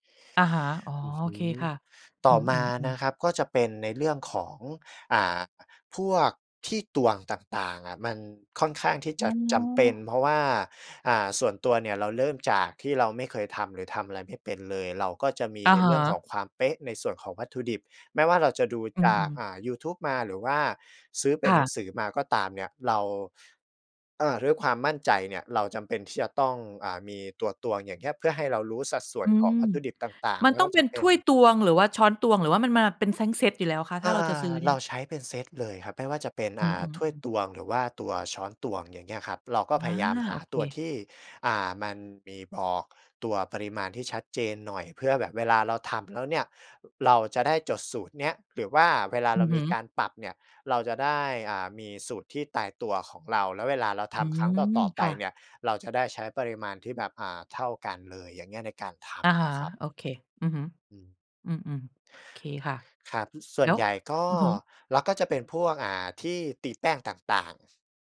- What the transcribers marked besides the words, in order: "ทั้ง" said as "แซ้ง"
- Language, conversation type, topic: Thai, podcast, มีเคล็ดลับอะไรบ้างสำหรับคนที่เพิ่งเริ่มต้น?